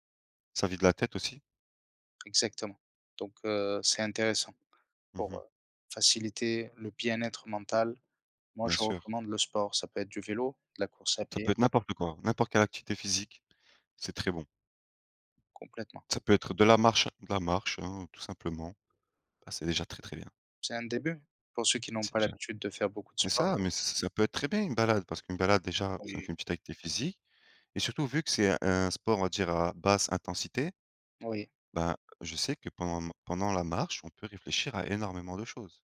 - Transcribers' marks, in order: none
- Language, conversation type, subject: French, unstructured, Comment prends-tu soin de ton bien-être mental au quotidien ?